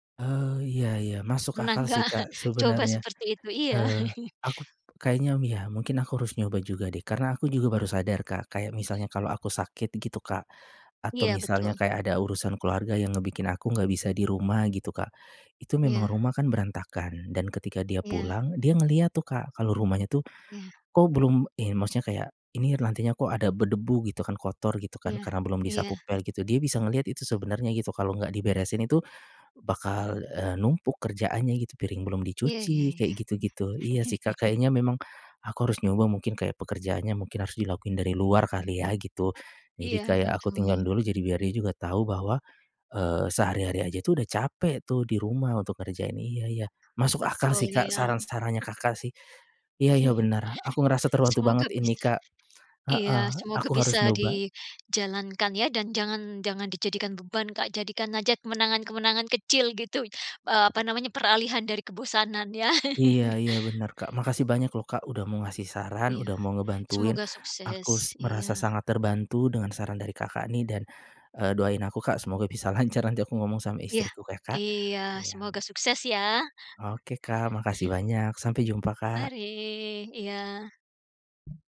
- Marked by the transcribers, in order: laughing while speaking: "enggak? coba"; chuckle; other background noise; giggle; giggle; chuckle; laughing while speaking: "lancar"; drawn out: "Mari"
- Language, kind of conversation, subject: Indonesian, advice, Bagaimana saya bisa mengatasi tekanan karena beban tanggung jawab rumah tangga yang berlebihan?